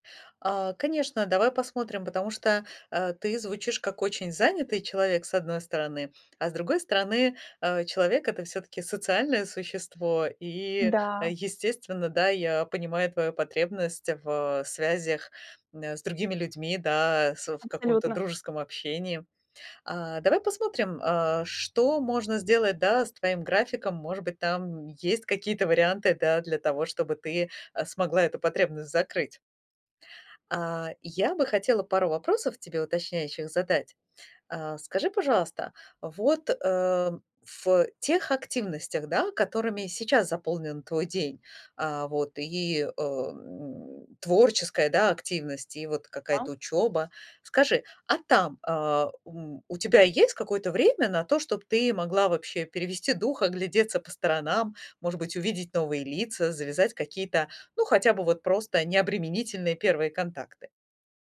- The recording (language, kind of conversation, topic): Russian, advice, Как заводить новые знакомства и развивать отношения, если у меня мало времени и энергии?
- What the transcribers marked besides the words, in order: none